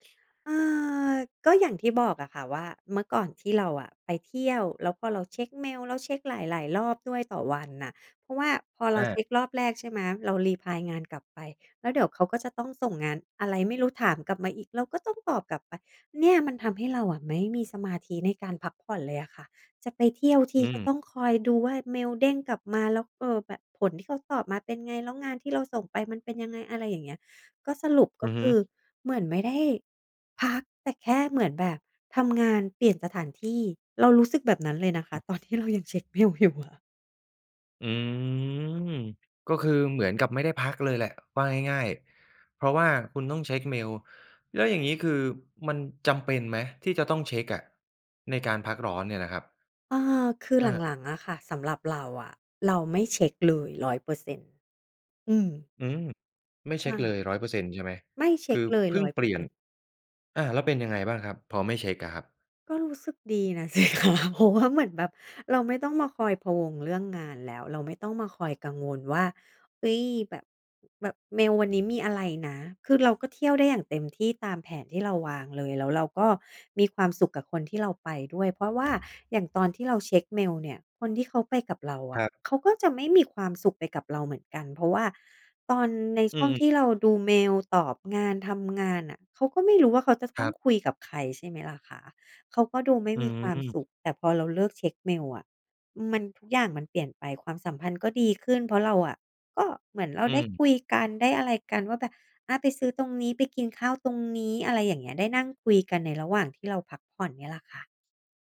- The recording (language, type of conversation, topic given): Thai, podcast, คิดอย่างไรกับการพักร้อนที่ไม่เช็กเมล?
- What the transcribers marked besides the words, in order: in English: "รีพลาย"; laughing while speaking: "ตอนที่เรายังเช็กเมลอยู่อะ"; drawn out: "อืม"; other noise; laughing while speaking: "สิคะ เพราะว่า"; tapping